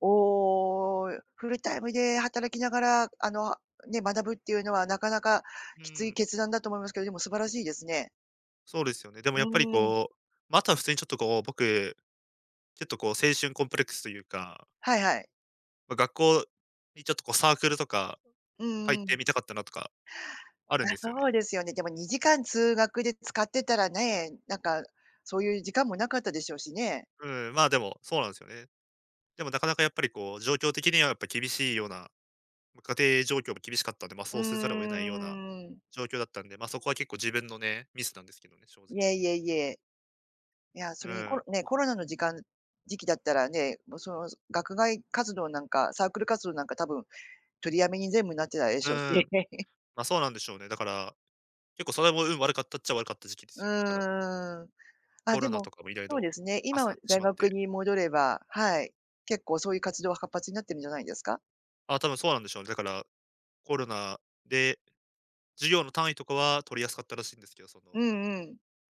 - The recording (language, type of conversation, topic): Japanese, advice, 学校に戻って学び直すべきか、どう判断すればよいですか？
- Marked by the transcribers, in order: laugh